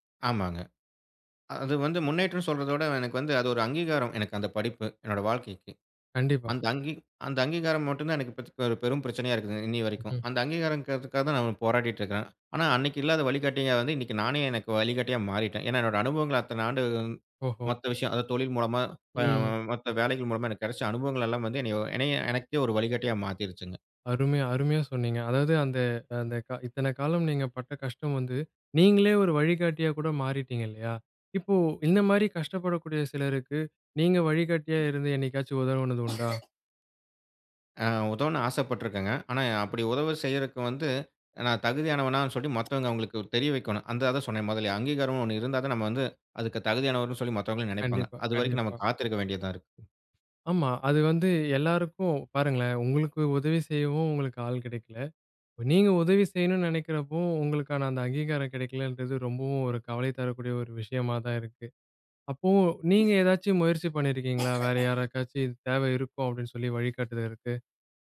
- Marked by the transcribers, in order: giggle; cough; other noise; "கிடைக்கவில்லை" said as "கெடைக்கல"; cough
- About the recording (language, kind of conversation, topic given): Tamil, podcast, மறுபடியும் கற்றுக்கொள்ளத் தொடங்க உங்களுக்கு ஊக்கம் எப்படி கிடைத்தது?